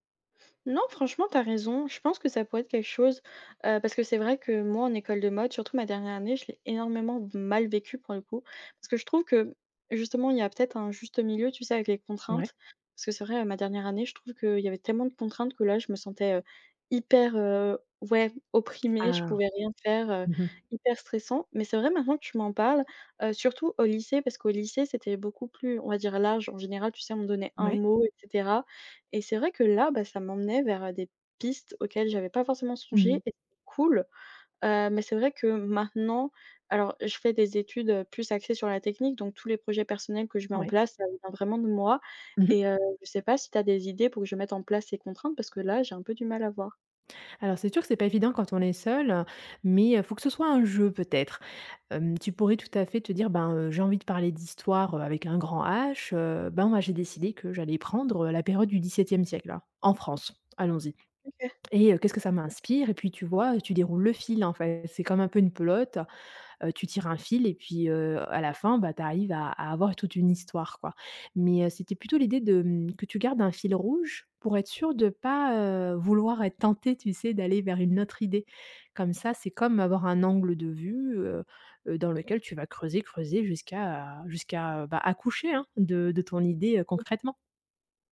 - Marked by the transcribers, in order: other background noise; unintelligible speech
- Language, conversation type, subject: French, advice, Comment choisir une idée à développer quand vous en avez trop ?